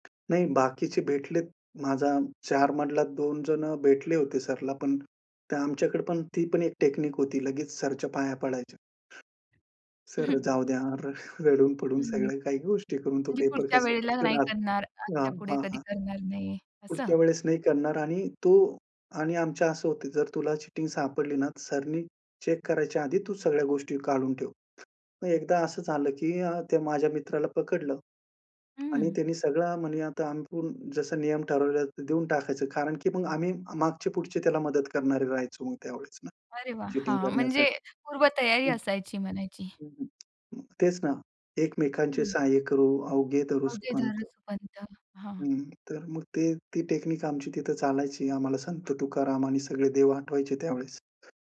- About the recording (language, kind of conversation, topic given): Marathi, podcast, परीक्षेचा ताण तुम्ही कसा सांभाळता?
- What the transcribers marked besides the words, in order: tapping; in English: "टेक्निक"; chuckle; other noise; in English: "चेक"; other background noise; in English: "टेक्निक"